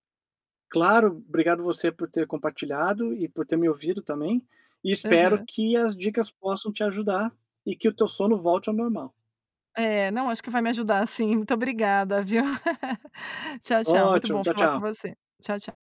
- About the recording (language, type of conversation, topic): Portuguese, advice, Como posso manter um horário de sono regular?
- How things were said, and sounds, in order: chuckle